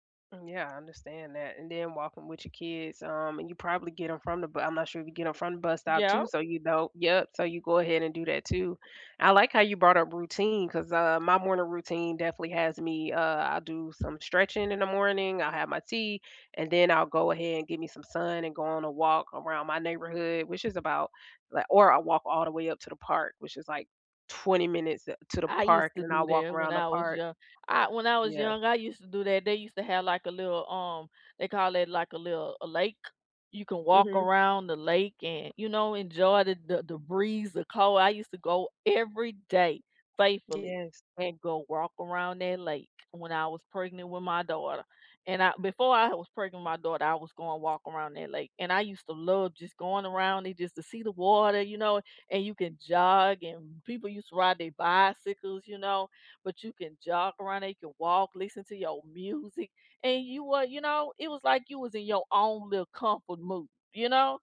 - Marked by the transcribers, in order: other background noise
- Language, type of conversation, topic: English, unstructured, How has exercise helped improve your mood in a surprising way?